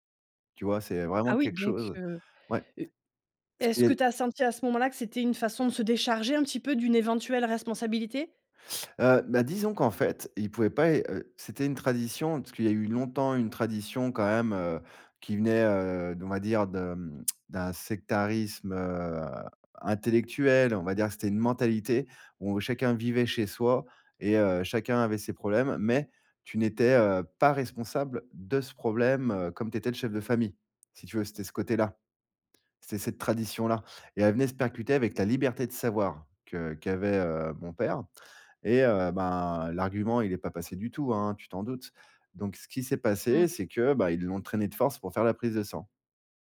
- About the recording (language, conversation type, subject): French, podcast, Comment conciliez-vous les traditions et la liberté individuelle chez vous ?
- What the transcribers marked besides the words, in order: none